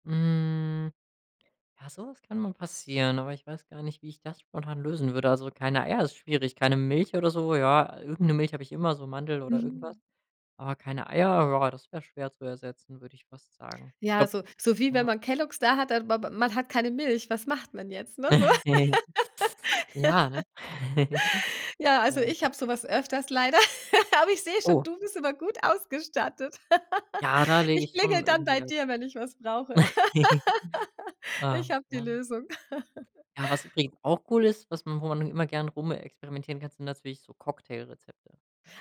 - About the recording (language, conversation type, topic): German, podcast, Wie entwickelst du eigene Rezepte?
- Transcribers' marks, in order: drawn out: "Hm"; tapping; chuckle; other background noise; laugh; chuckle; laugh; laugh; chuckle; laugh